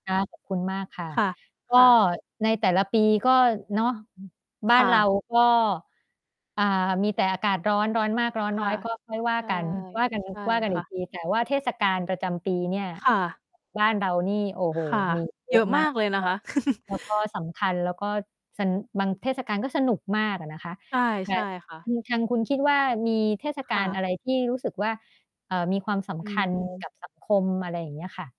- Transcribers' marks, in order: tapping; distorted speech; chuckle
- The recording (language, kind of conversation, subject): Thai, unstructured, คุณคิดว่าเทศกาลประจำปีมีความสำคัญต่อสังคมอย่างไร?